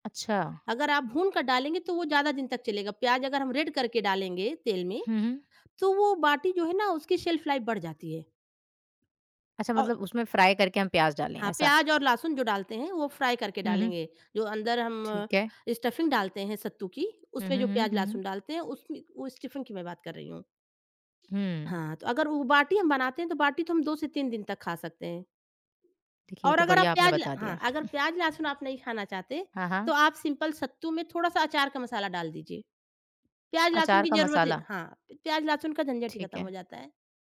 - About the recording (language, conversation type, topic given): Hindi, podcast, बचे हुए खाने को आप किस तरह नए व्यंजन में बदलते हैं?
- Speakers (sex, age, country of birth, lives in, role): female, 20-24, India, India, host; female, 30-34, India, India, guest
- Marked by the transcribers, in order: in English: "रेड"; in English: "शेल्फ लाइफ़"; in English: "फ्राई"; in English: "फ्राई"; in English: "स्टफिंग"; in English: "स्टफिंग"; chuckle; in English: "सिंपल"